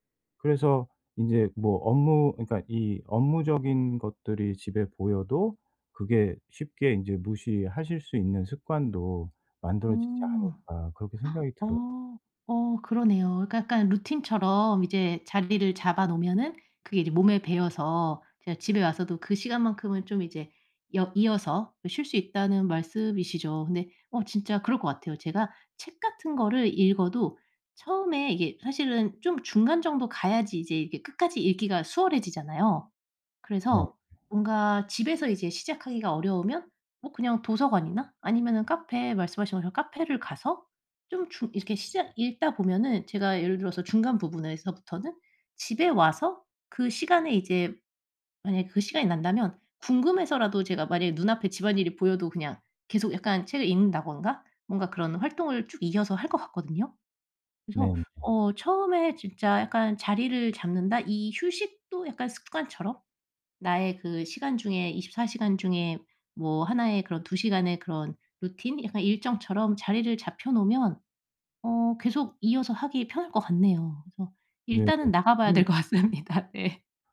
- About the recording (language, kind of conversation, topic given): Korean, advice, 집에서 편안히 쉬고 스트레스를 잘 풀지 못할 때 어떻게 해야 하나요?
- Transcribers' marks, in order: other background noise; gasp; "읽는다든가" said as "읽는다건가"; laughing while speaking: "될 것 같습니다"